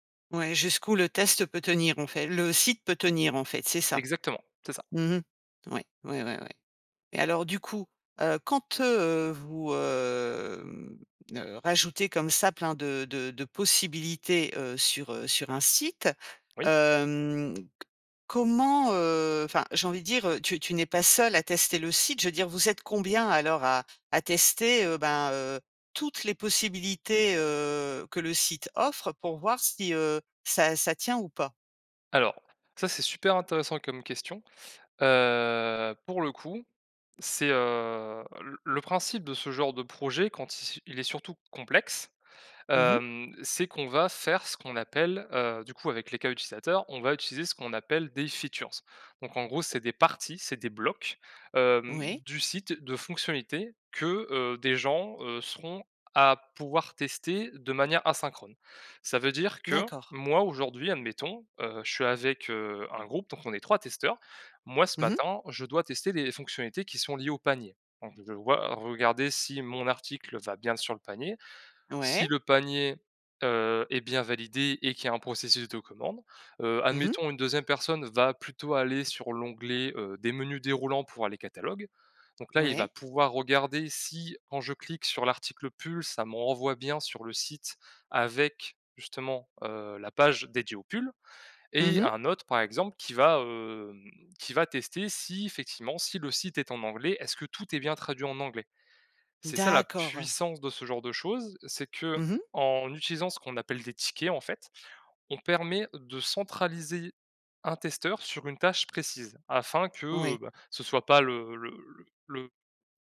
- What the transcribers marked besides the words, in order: drawn out: "hem"; drawn out: "hem"; tapping; drawn out: "heu"; drawn out: "heu"; drawn out: "heu"; in English: "features"; drawn out: "hem"; drawn out: "D'accord"; stressed: "puissance"
- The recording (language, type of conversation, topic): French, podcast, Quelle astuce pour éviter le gaspillage quand tu testes quelque chose ?